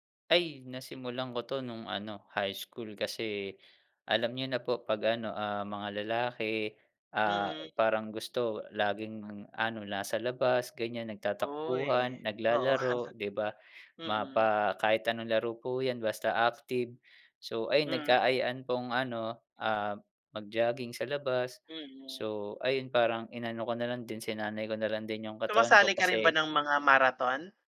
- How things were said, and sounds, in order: laugh
- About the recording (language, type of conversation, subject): Filipino, unstructured, Anong libangan ang nagbibigay sa’yo ng kapayapaan ng isip?